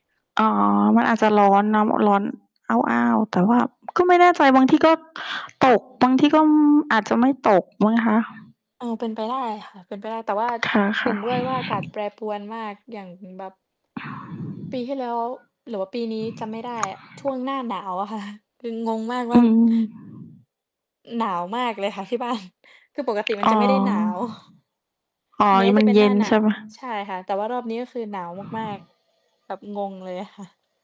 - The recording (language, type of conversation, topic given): Thai, unstructured, ระหว่างการออกกำลังกายในยิมกับการออกกำลังกายกลางแจ้ง คุณคิดว่าแบบไหนเหมาะกับคุณมากกว่ากัน?
- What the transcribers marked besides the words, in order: tapping; laughing while speaking: "ค่ะ"; other background noise; laughing while speaking: "ที่บ้าน"; mechanical hum; laughing while speaking: "หนาว"